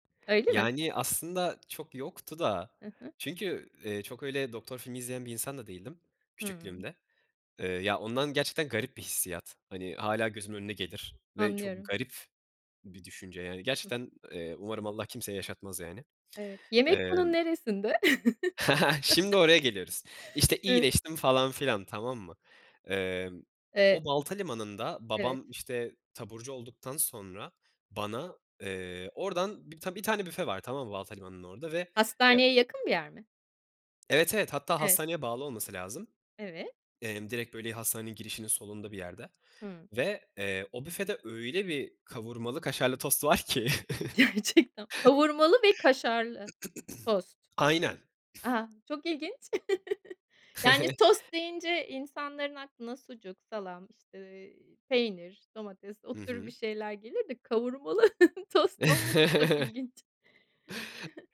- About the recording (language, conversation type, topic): Turkish, podcast, Çocukluğundan en sevdiğin yemek anısı hangisi?
- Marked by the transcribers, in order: chuckle; laugh; laughing while speaking: "ki"; chuckle; laughing while speaking: "Gerçekten"; throat clearing; other background noise; chuckle; chuckle; chuckle